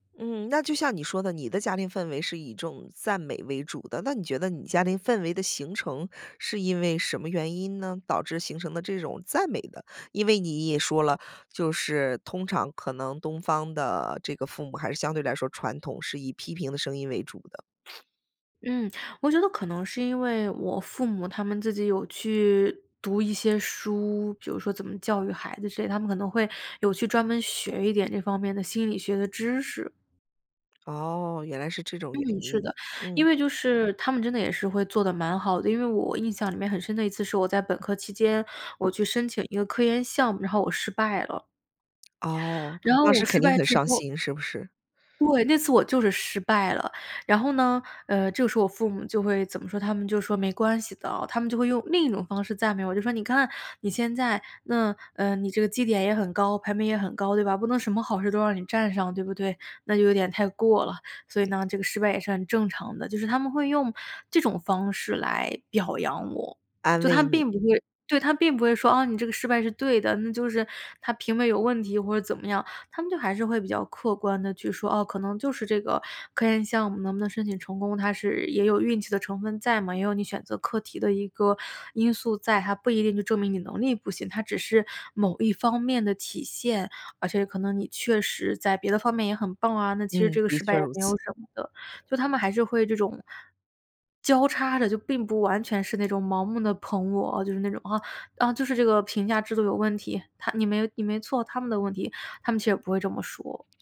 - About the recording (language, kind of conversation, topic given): Chinese, podcast, 你家里平时是赞美多还是批评多？
- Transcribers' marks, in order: other noise; other background noise; tapping